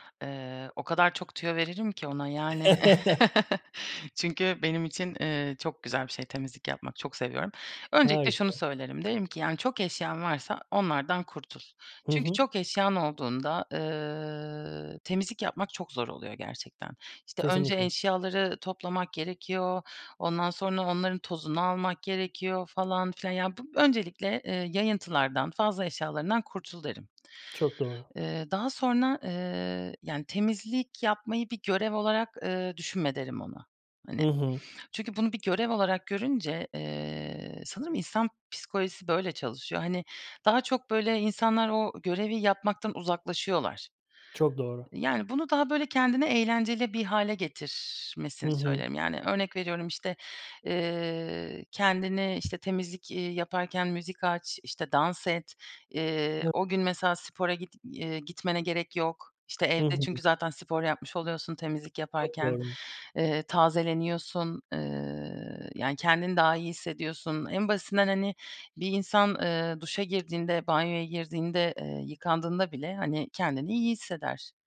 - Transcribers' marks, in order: laugh; chuckle; tapping; unintelligible speech
- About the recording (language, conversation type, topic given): Turkish, podcast, Haftalık temizlik planını nasıl oluşturuyorsun?